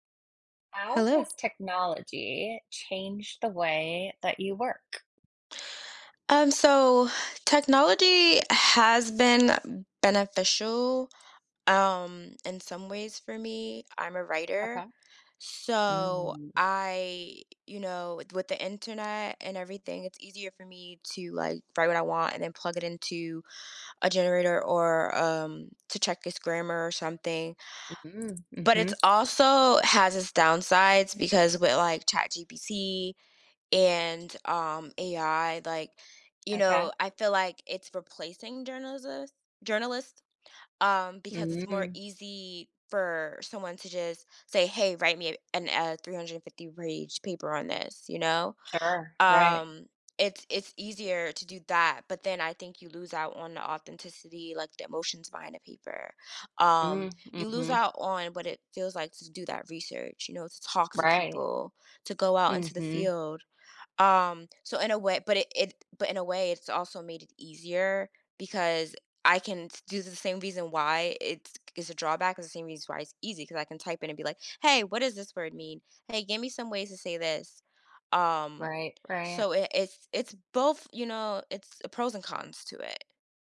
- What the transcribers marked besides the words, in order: tapping; other background noise; "journalism" said as "journalisis"; "page" said as "rage"
- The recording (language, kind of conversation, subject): English, unstructured, How has technology changed the way you work?